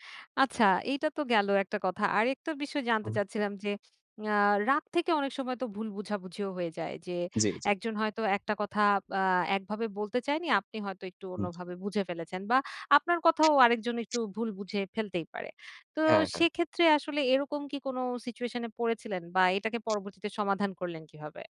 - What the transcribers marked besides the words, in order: tapping; other background noise
- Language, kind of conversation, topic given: Bengali, podcast, আবেগ নিয়ন্ত্রণ করে কীভাবে ভুল বোঝাবুঝি কমানো যায়?